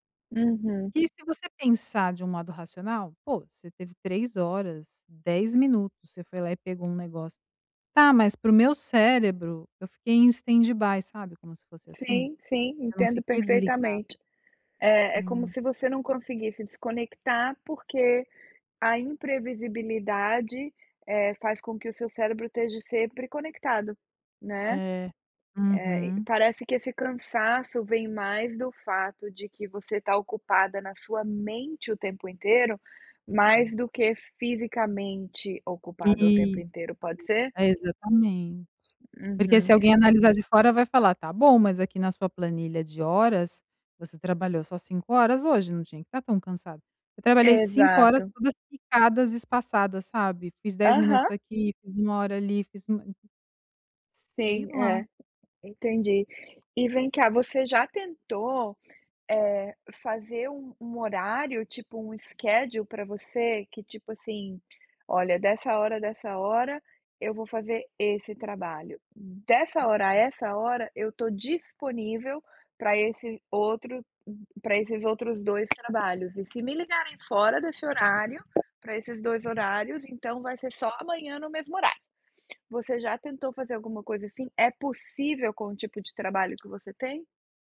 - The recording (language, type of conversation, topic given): Portuguese, advice, Como descrever a exaustão crônica e a dificuldade de desconectar do trabalho?
- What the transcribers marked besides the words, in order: tapping; in English: "standby"; other background noise; other noise; in English: "schedule"; unintelligible speech